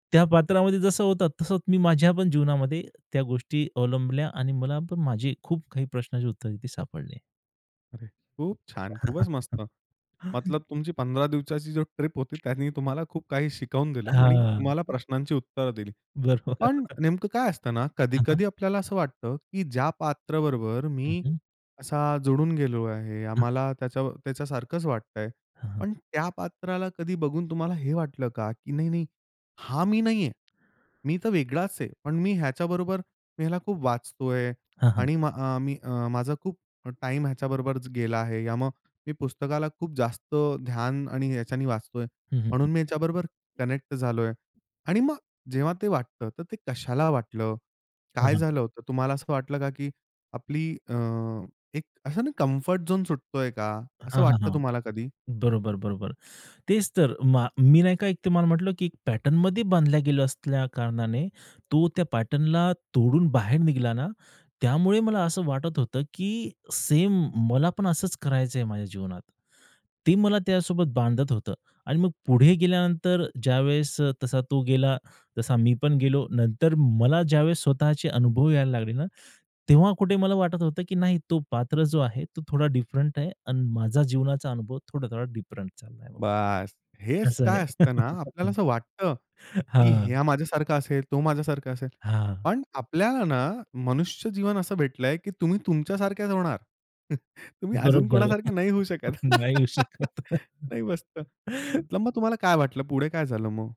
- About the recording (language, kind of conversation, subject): Marathi, podcast, तू वेगवेगळ्या परिस्थितींनुसार स्वतःला वेगवेगळ्या भूमिकांमध्ये बसवतोस का?
- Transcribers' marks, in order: other background noise; other noise; chuckle; laughing while speaking: "बरोबर"; tapping; in English: "कनेक्ट"; in English: "कम्फर्ट झोन"; in English: "पॅटर्नमध्ये"; in English: "पॅटर्नला"; chuckle; laughing while speaking: "हा"; laughing while speaking: "तुम्ही अजून कोणासारखं नाही होऊ शकत. नाही, मस्त"; chuckle; laughing while speaking: "नाही येऊ शकत"